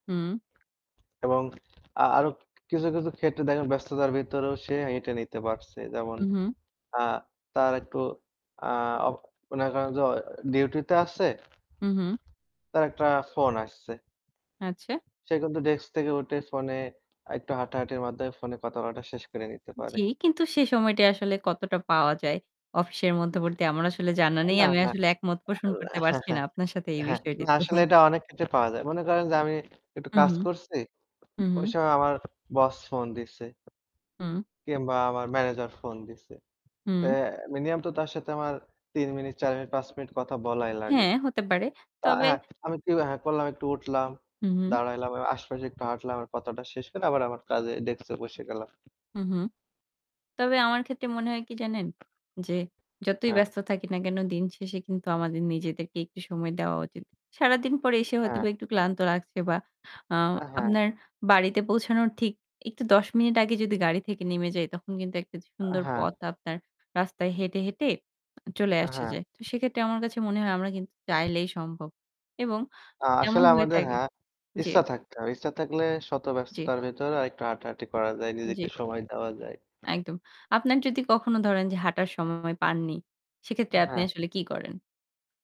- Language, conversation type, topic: Bengali, unstructured, আপনি কি প্রতিদিন হাঁটার চেষ্টা করেন, আর কেন করেন বা কেন করেন না?
- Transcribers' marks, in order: distorted speech; other background noise; static; chuckle; tapping